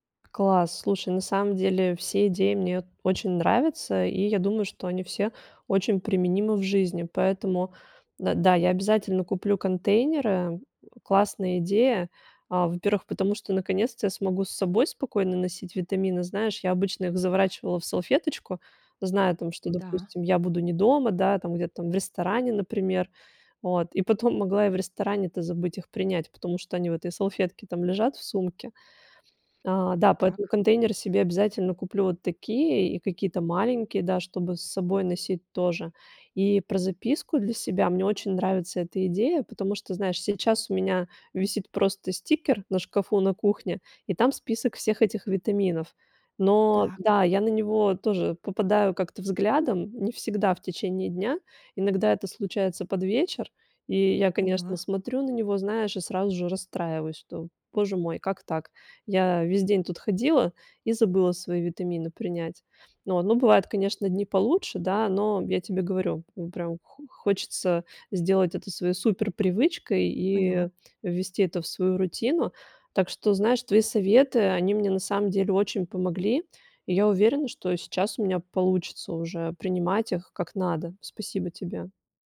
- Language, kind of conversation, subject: Russian, advice, Как справиться с забывчивостью и нерегулярным приёмом лекарств или витаминов?
- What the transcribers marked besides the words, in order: none